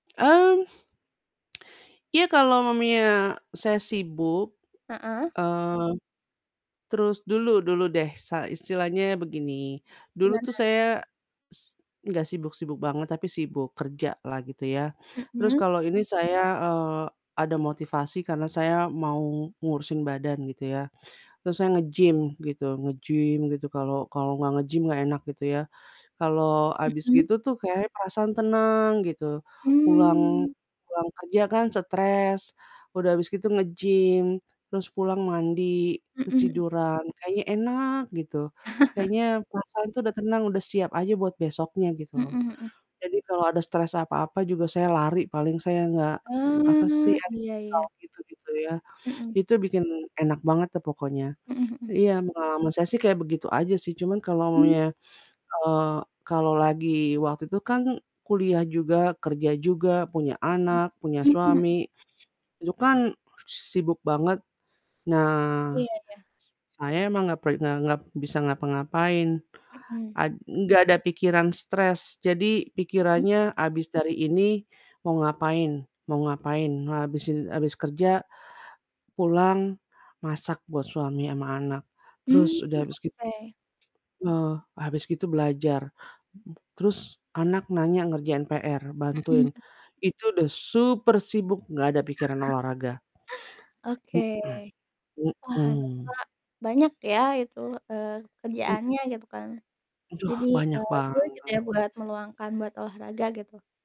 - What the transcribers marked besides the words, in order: other background noise; distorted speech; laugh; unintelligible speech; tapping; chuckle; stressed: "super"; mechanical hum
- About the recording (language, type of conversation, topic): Indonesian, unstructured, Bagaimana olahraga membantu kamu mengurangi stres?